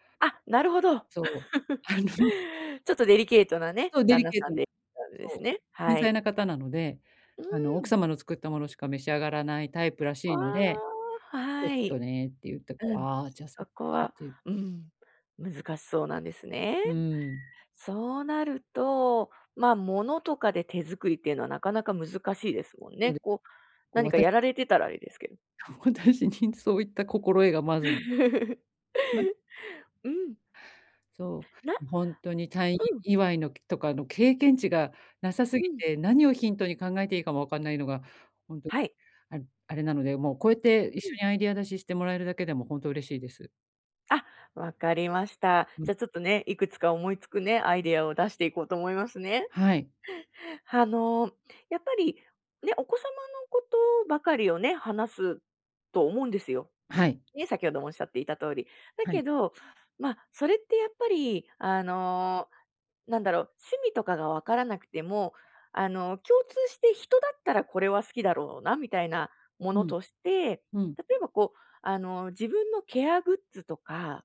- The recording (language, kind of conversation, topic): Japanese, advice, 予算内で喜ばれるギフトは、どう選べばよいですか？
- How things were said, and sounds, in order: chuckle; laughing while speaking: "あの"; unintelligible speech; tapping; other animal sound; laughing while speaking: "私にそういった心得がまず"; chuckle